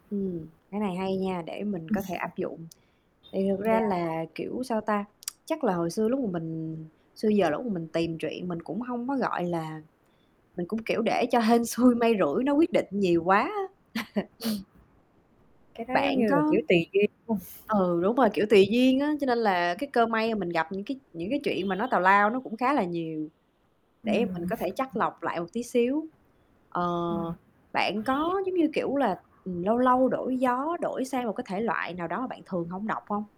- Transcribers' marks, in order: mechanical hum; static; laughing while speaking: "Ừm"; other background noise; tapping; tsk; chuckle; sniff; unintelligible speech
- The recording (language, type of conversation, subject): Vietnamese, unstructured, Bạn chọn sách để đọc như thế nào?